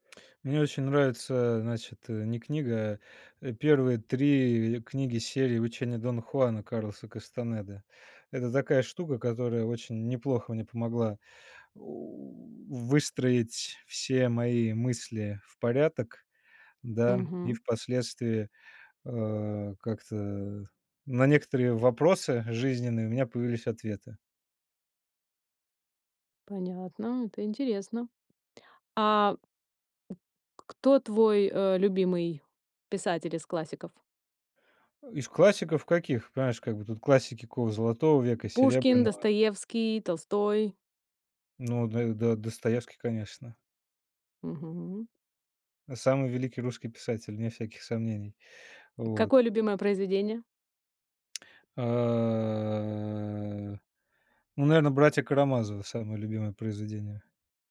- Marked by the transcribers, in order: tapping; tsk; drawn out: "А"
- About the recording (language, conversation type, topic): Russian, podcast, Как книги влияют на наше восприятие жизни?